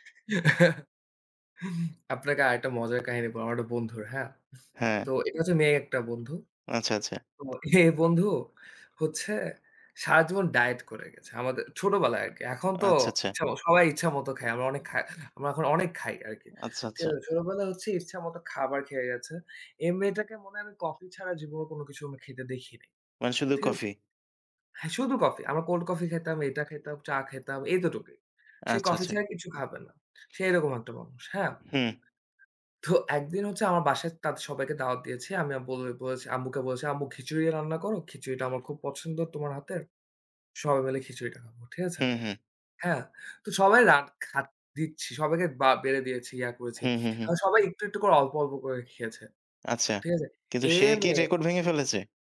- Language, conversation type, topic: Bengali, unstructured, খাবার নিয়ে আপনার সবচেয়ে মজার স্মৃতিটি কী?
- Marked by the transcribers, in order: chuckle; tapping